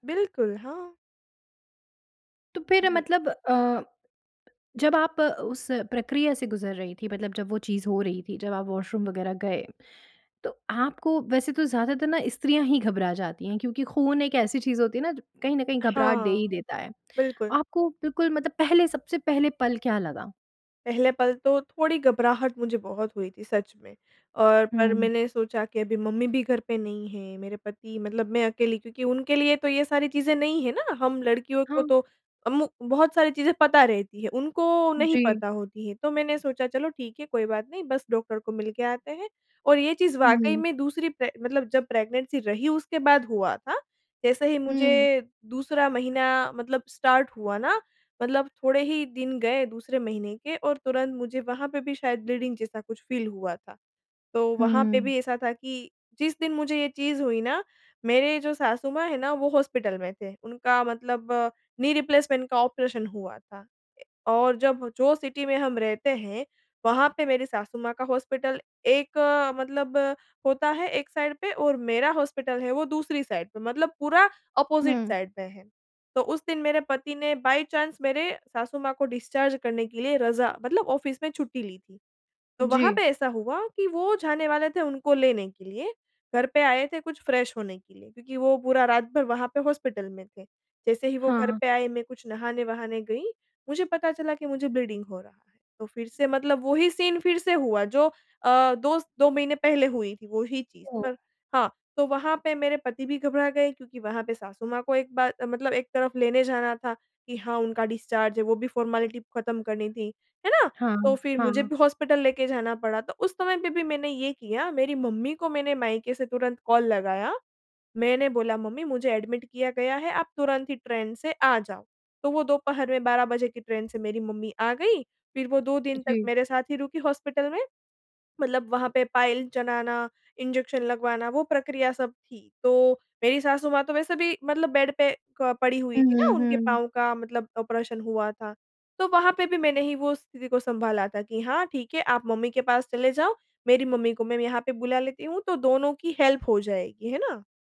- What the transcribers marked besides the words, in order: tapping; in English: "वॉशरूम"; in English: "प्रेग्नेंसी"; in English: "स्टार्ट"; in English: "ब्लीडिंग"; in English: "फ़ील"; in English: "नी रिप्लेसमेंट"; other noise; in English: "सिटी"; in English: "साइड"; in English: "साइड"; in English: "ऑपोज़िट साइड"; in English: "बाई चांस"; in English: "डिस्चार्ज"; in English: "ऑफ़िस"; in English: "फ़्रेश"; in English: "ब्लीडिंग"; in English: "सीन"; in English: "डिस्चार्ज"; in English: "फॉर्मेलिटी"; in English: "एडमिट"; in English: "हेल्प"
- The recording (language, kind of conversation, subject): Hindi, podcast, क्या आपने कभी किसी आपातकाल में ठंडे दिमाग से काम लिया है? कृपया एक उदाहरण बताइए।